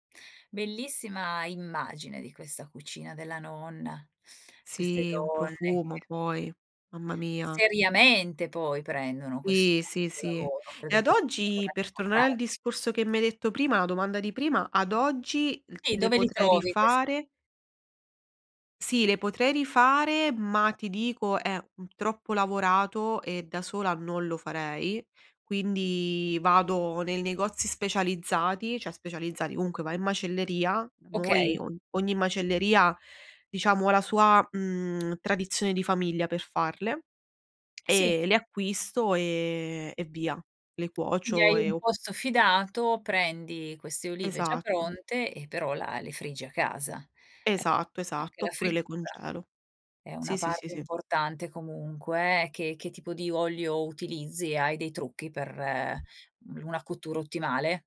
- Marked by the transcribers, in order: stressed: "Seriamente"; "Sì" said as "ì"; tapping
- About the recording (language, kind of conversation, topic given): Italian, podcast, Qual è una ricetta di famiglia che ti fa sentire a casa?